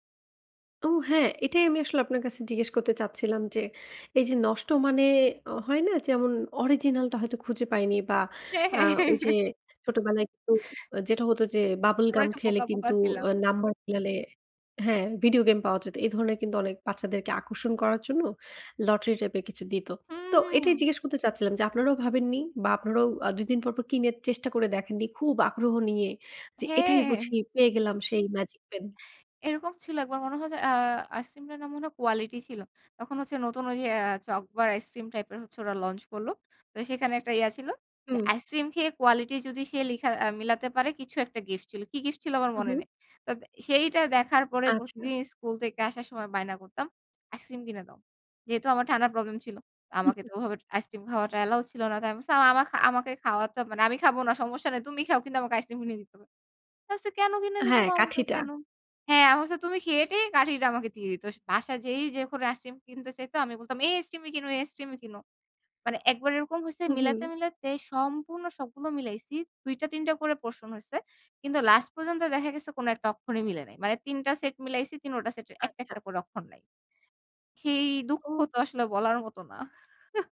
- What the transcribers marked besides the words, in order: laughing while speaking: "হ্যাঁ, হ্যাঁ, হ্যাঁ, হ্যাঁ"; in English: "launch"; chuckle; in English: "portion"; chuckle
- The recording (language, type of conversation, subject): Bengali, podcast, নেটফ্লিক্স বা ইউটিউব কীভাবে গল্প বলার ধরন বদলে দিয়েছে বলে আপনি মনে করেন?